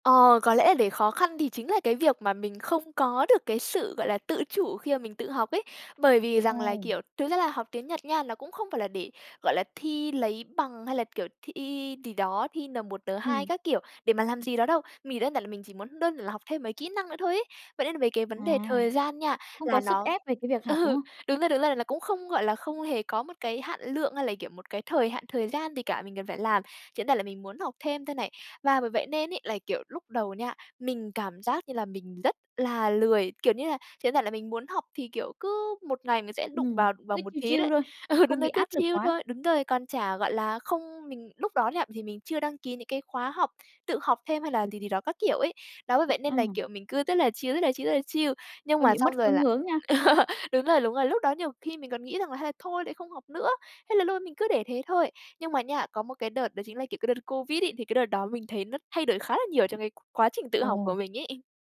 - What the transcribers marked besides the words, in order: laughing while speaking: "Ừ"; in English: "chill"; in English: "chill chill"; in English: "chill"; in English: "chill"; in English: "chill"; laughing while speaking: "ờ"; tapping
- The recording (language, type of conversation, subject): Vietnamese, podcast, Bạn có thể kể về lần tự học thành công nhất của mình không?